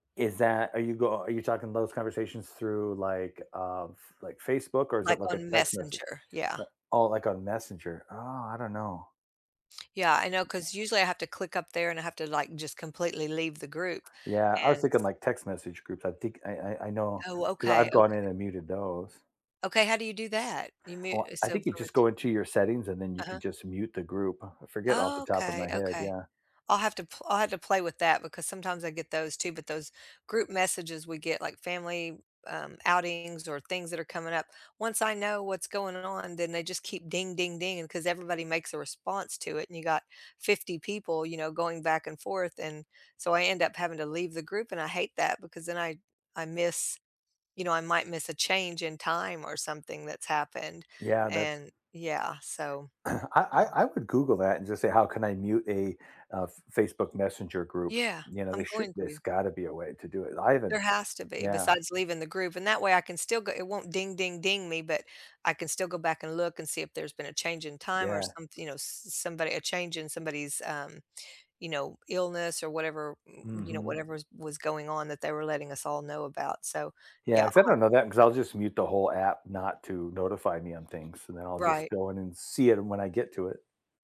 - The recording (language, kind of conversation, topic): English, unstructured, What phone settings or small tweaks have made the biggest difference for you?
- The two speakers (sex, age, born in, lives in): female, 60-64, United States, United States; male, 50-54, United States, United States
- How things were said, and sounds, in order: other noise; other background noise; throat clearing; background speech